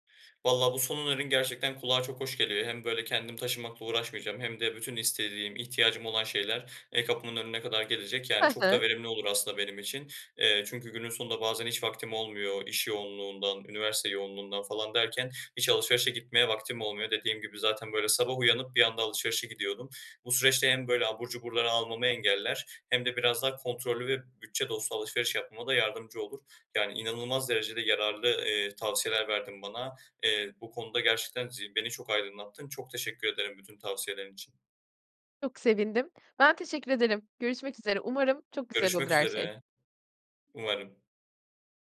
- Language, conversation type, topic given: Turkish, advice, Sınırlı bir bütçeyle sağlıklı ve hesaplı market alışverişini nasıl yapabilirim?
- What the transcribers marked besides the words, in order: other background noise